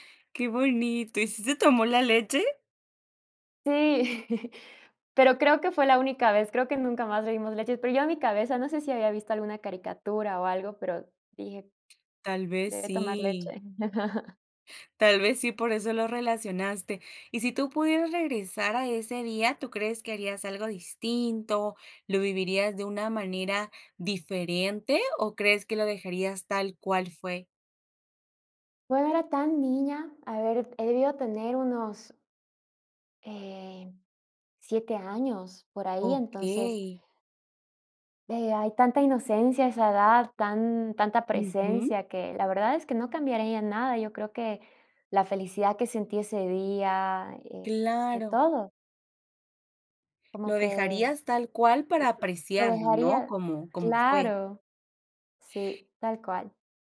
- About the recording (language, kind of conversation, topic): Spanish, podcast, ¿Cuál es un recuerdo de tu infancia que nunca podrás olvidar?
- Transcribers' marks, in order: chuckle; other background noise; chuckle; unintelligible speech